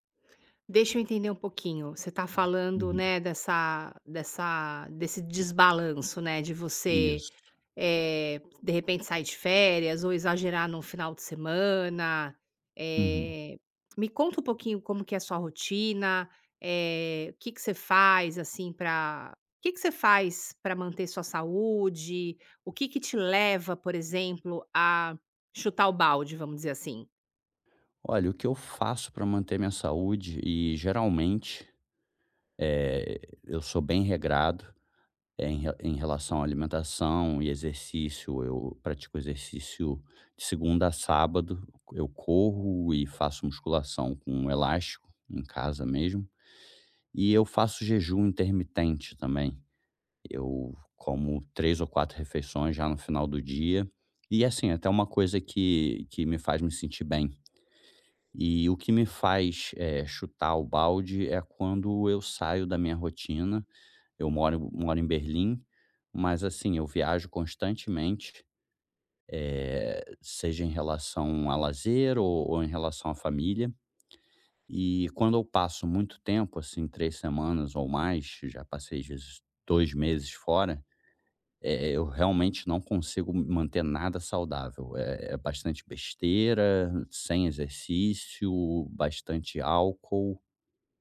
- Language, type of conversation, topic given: Portuguese, advice, Como lidar com o medo de uma recaída após uma pequena melhora no bem-estar?
- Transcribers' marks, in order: other background noise; tapping